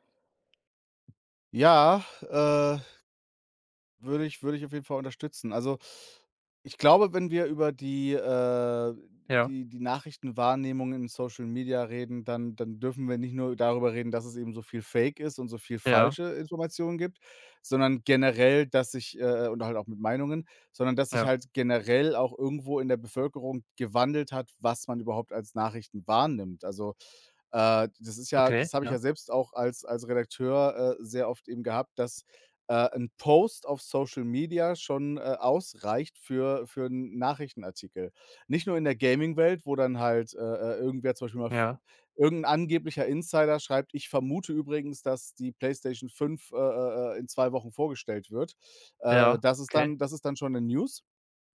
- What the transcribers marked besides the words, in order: other background noise; tapping
- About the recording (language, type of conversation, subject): German, unstructured, Wie beeinflussen soziale Medien unsere Wahrnehmung von Nachrichten?